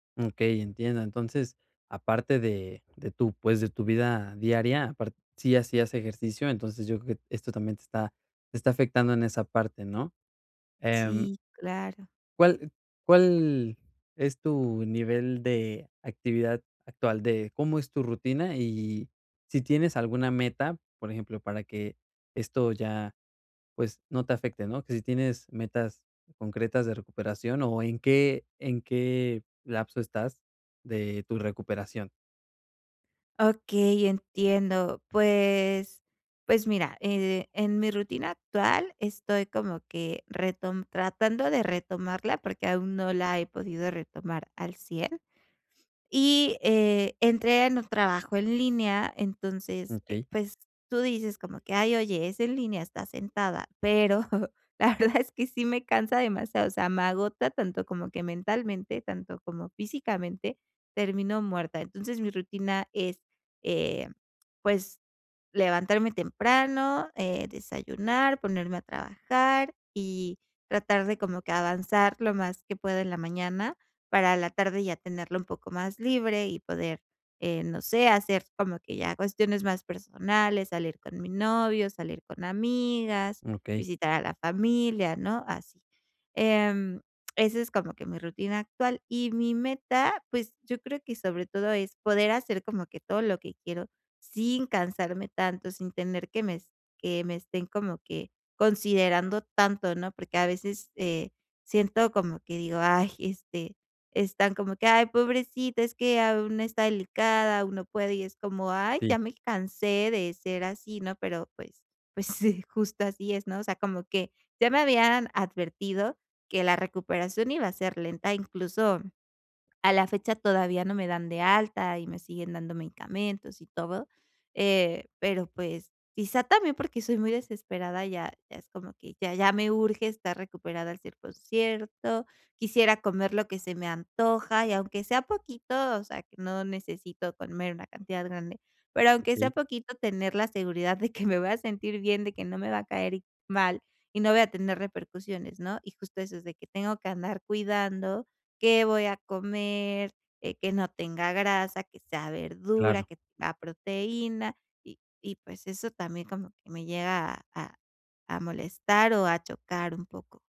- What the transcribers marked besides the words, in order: laughing while speaking: "pero la verdad"; other noise
- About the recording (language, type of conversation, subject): Spanish, advice, ¿Cómo puedo mantenerme motivado durante la recuperación de una lesión?